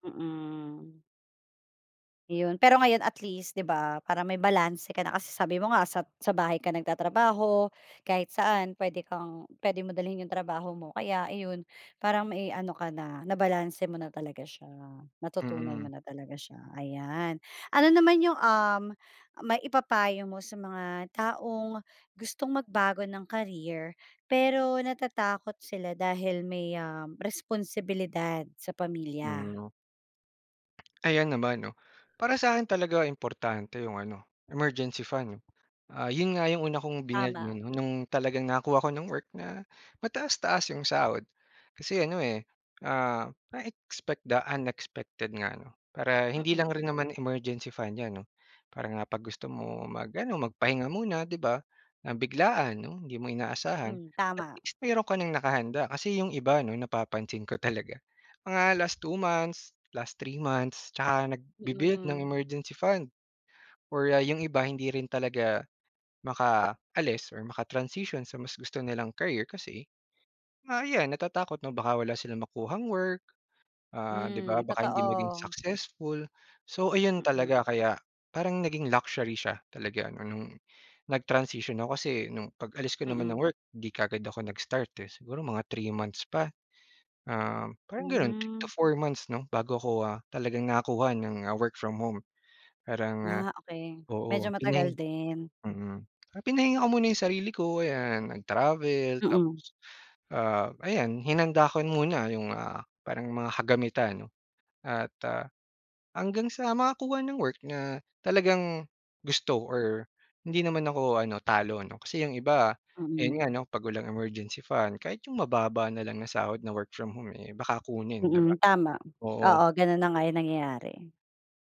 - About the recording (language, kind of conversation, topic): Filipino, podcast, Paano mo napagsabay ang pamilya at paglipat ng karera?
- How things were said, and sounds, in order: gasp; gasp; gasp; gasp; tapping; gasp; gasp; gasp; gasp; gasp; in English: "luxury"; gasp; gasp